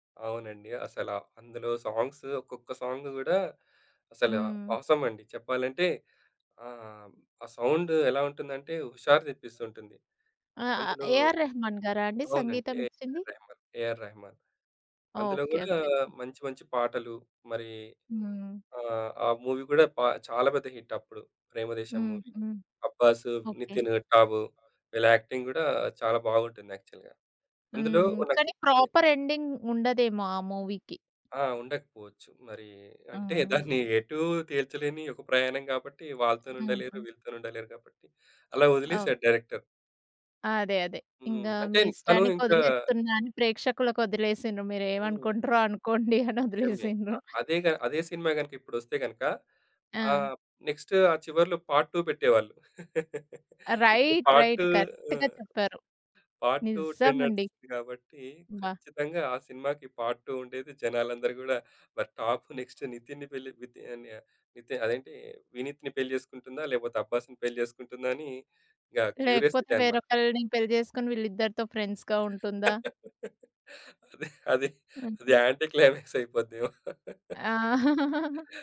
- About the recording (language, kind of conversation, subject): Telugu, podcast, సంగీతానికి మీ తొలి జ్ఞాపకం ఏమిటి?
- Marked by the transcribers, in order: in English: "ఆసమ్"; other background noise; in English: "మూవీ"; in English: "హిట్"; in English: "యాక్టింగ్"; in English: "యాక్చువల్‌గా"; in English: "ప్రాపర్ ఎండింగ్"; unintelligible speech; in English: "మూవీకి?"; tapping; chuckle; in English: "డైరెక్టర్"; in English: "నెక్స్ట్"; in English: "పార్ట్ టు"; in English: "రైట్ రైట్ కరెక్ట్‌గా"; chuckle; in English: "పార్ట్ టు"; in English: "పార్ట్ టు ట్రెండ్"; in English: "పార్ట్ టు"; in English: "టాప్ నెక్స్ట్"; in English: "క్యూరియసిటీ"; in English: "ఫ్రెండ్స్‌గా"; laughing while speaking: "అది, అది, అది యాంటి క్లైమాక్స్ అయిపోద్దేమో"; in English: "యాంటి క్లైమాక్స్"; laughing while speaking: "ఆ!"